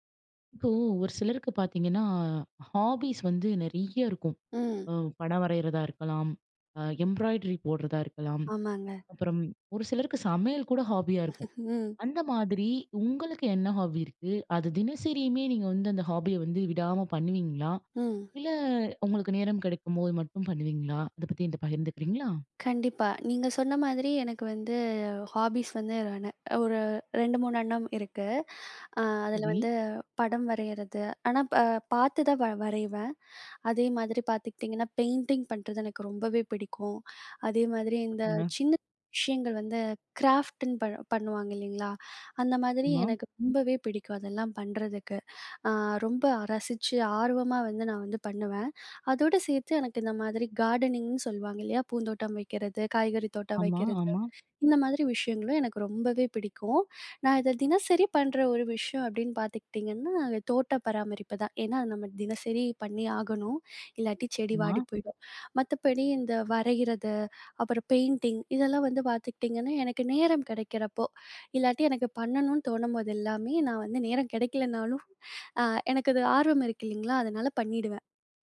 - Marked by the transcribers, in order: chuckle; unintelligible speech; in English: "பெயிண்டிங்"; in English: "கிராஃப்ட்டுன்னு"; in English: "கார்டனிங்னு"; in English: "பெயிண்டிங்"
- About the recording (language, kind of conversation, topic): Tamil, podcast, ஒரு பொழுதுபோக்கிற்கு தினமும் சிறிது நேரம் ஒதுக்குவது எப்படி?